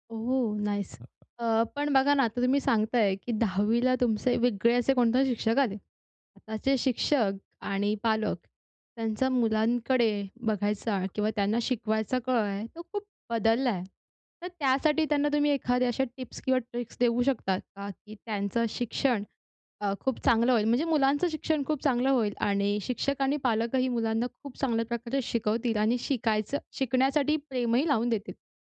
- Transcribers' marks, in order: in English: "नाईस"; in English: "ट्रिक्स"
- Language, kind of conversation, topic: Marathi, podcast, शाळेतल्या एखाद्या शिक्षकामुळे कधी शिकायला प्रेम झालंय का?